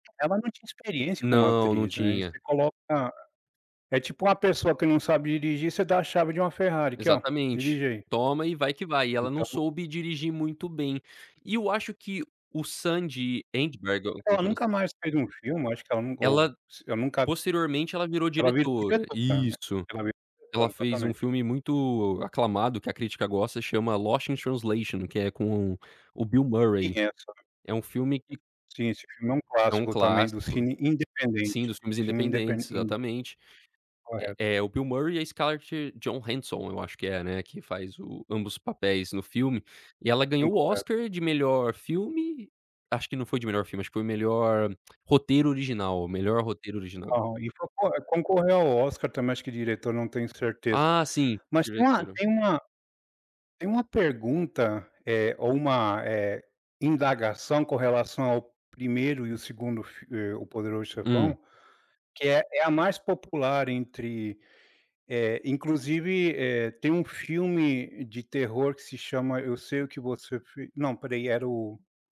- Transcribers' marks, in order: tapping; "Johansson" said as "John Hanson"; tongue click
- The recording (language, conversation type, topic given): Portuguese, podcast, Você pode me contar sobre um filme que te marcou profundamente?